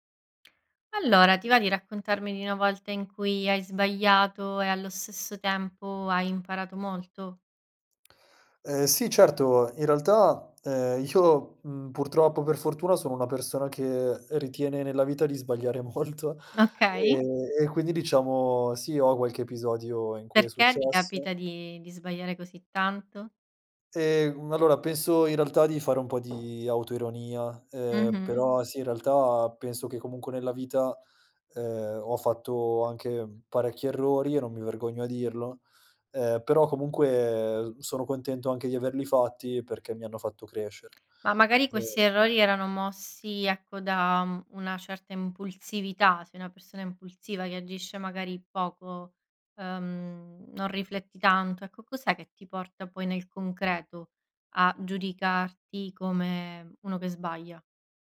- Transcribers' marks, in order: other background noise; laughing while speaking: "io"; laughing while speaking: "sbagliare molto"
- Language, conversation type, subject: Italian, podcast, Raccontami di una volta in cui hai sbagliato e hai imparato molto?